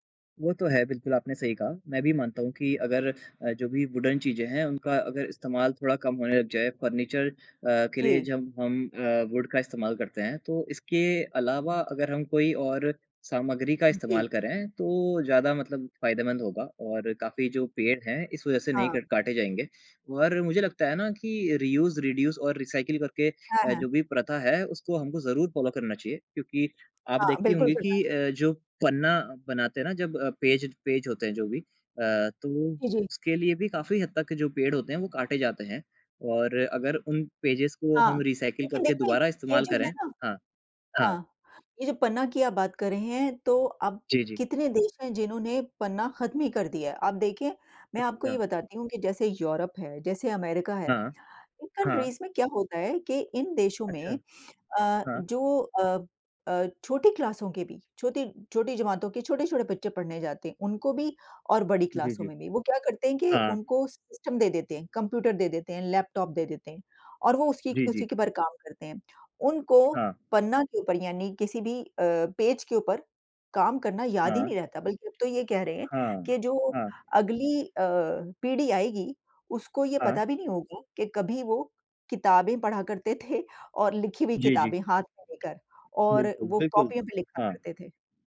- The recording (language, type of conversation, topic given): Hindi, unstructured, पेड़ों की कटाई से हमें क्या नुकसान होता है?
- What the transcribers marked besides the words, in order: in English: "वुडन"; in English: "फर्नीचर"; in English: "वुड"; in English: "रियूज़, रिड्यूस"; in English: "रिसाइकिल"; in English: "फ़ॉलो"; in English: "पेज पेज"; in English: "पेजेज़"; in English: "रिसाइकिल"; in English: "कंट्रीज़"; in English: "क्लासों"; in English: "क्लासों"; in English: "सिस्टम"; in English: "पेज"; laughing while speaking: "थे"; tapping